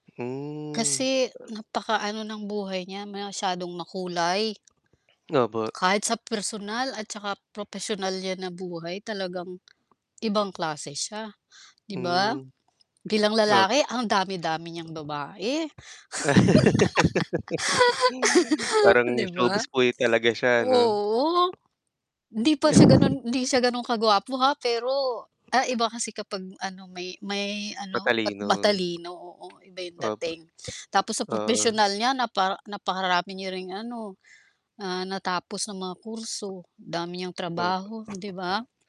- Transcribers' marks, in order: static; other background noise; laugh; sniff; chuckle; tapping
- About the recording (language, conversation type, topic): Filipino, unstructured, Ano ang kuwento ng isang bayani na nagbibigay-inspirasyon sa iyo?